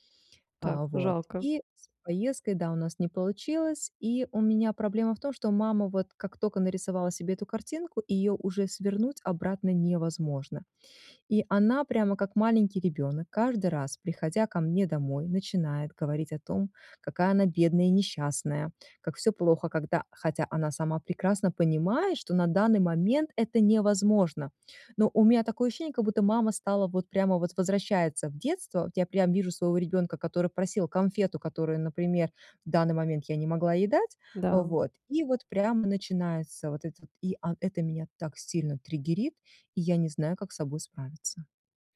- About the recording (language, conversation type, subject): Russian, advice, Как мне развить устойчивость к эмоциональным триггерам и спокойнее воспринимать критику?
- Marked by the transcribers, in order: none